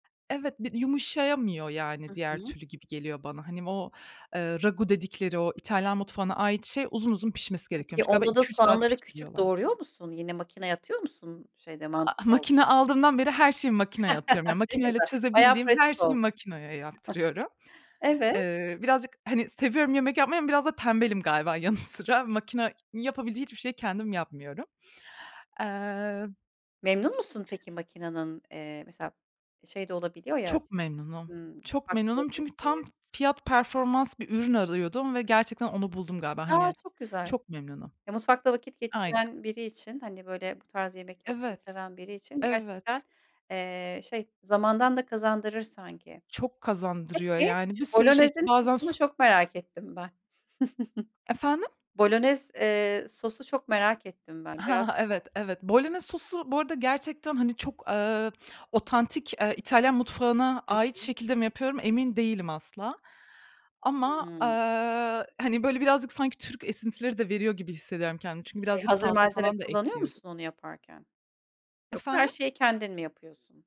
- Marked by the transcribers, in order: other background noise; tapping; chuckle; chuckle; laughing while speaking: "yanı"; chuckle
- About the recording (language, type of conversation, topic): Turkish, podcast, En sevdiğin ev yemeği hangisi ve onu nasıl yaparsın?